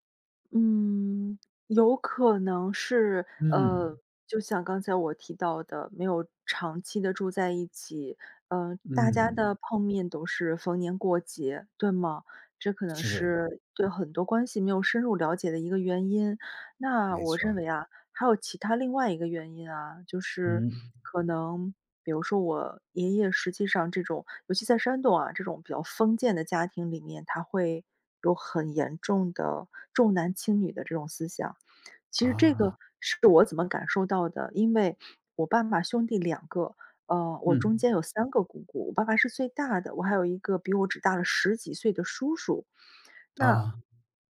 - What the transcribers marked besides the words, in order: tapping; "都" said as "陡"; "是" said as "指"; other background noise
- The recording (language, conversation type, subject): Chinese, podcast, 你怎么看待人们对“孝顺”的期待？